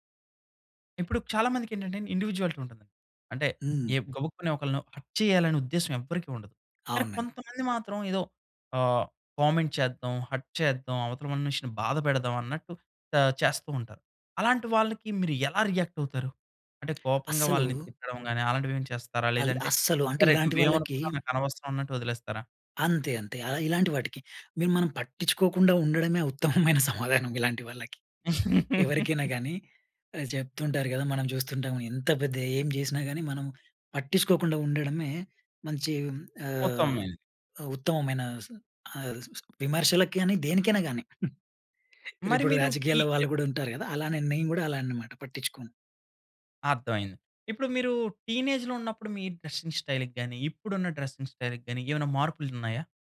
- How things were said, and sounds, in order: in English: "ఇండివిడ్యువాలిటీ"; in English: "హర్ట్"; in English: "కామెంట్"; in English: "హర్ట్"; in English: "రియాక్ట్"; tongue click; chuckle; laugh; giggle; in English: "టీనేజ్‌లో"; in English: "డ్రెసింగ్ స్టైల్‌కి"; in English: "డ్రెసింగ్ స్టైల్‌కి"
- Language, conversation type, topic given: Telugu, podcast, మీ సంస్కృతి మీ వ్యక్తిగత శైలిపై ఎలా ప్రభావం చూపిందని మీరు భావిస్తారు?